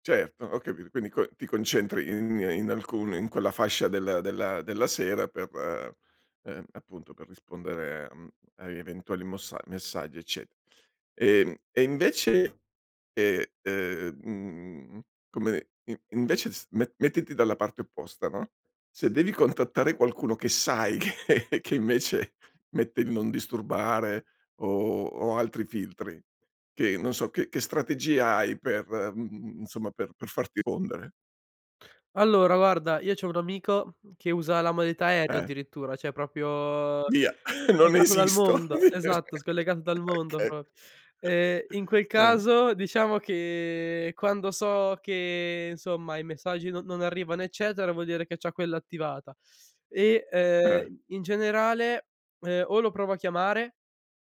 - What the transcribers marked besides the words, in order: other background noise; laughing while speaking: "che"; "rispondere" said as "pondere"; "cioè" said as "ceh"; "proprio" said as "propio"; chuckle; chuckle; laughing while speaking: "Okay"; chuckle; tapping
- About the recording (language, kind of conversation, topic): Italian, podcast, Come gestisci le notifiche sul telefono?